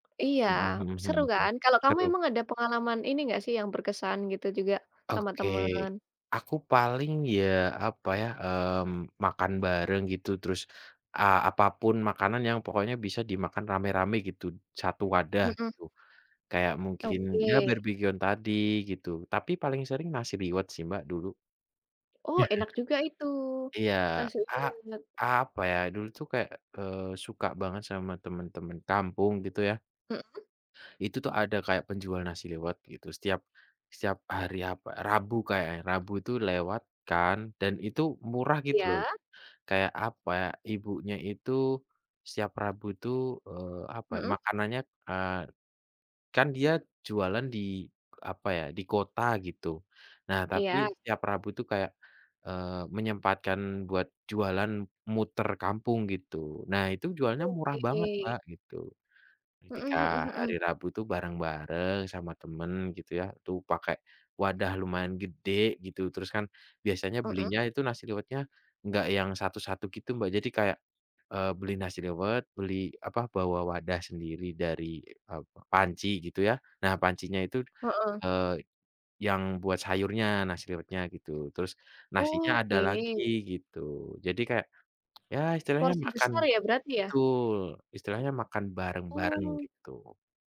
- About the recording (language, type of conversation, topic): Indonesian, unstructured, Apa pengalaman paling berkesan yang pernah kamu alami saat makan bersama teman?
- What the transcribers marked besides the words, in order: tapping; chuckle; other background noise